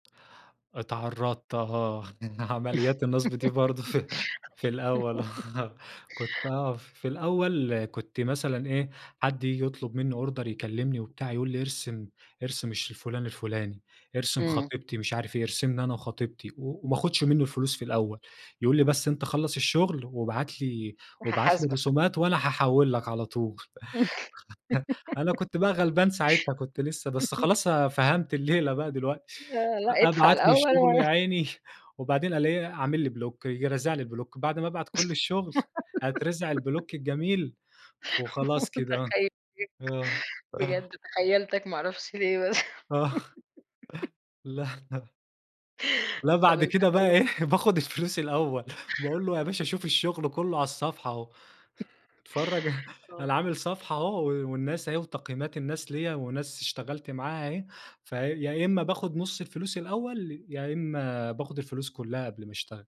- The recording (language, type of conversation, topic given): Arabic, podcast, إيه الهواية اللي بتحب تقضي وقتك فيها وليه؟
- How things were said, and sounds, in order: laugh; laughing while speaking: "عمليات النصب دي برضه في في الأول، آه"; giggle; giggle; laugh; laughing while speaking: "أنا كنت بقى غلبان ساعتها … الشغل يا عيني"; laughing while speaking: "آه، لأ أدفع الأول وأنا"; in English: "بلوك"; giggle; in English: "بلوك"; giggle; laughing while speaking: "متخيلة، بجد تخيلتَك ما اعرفش ليه بس"; in English: "البلوك"; chuckle; laughing while speaking: "آه. لأ"; giggle; laughing while speaking: "لا بعد كده بقى إيه … عامل صفحة أهو"; laugh; other background noise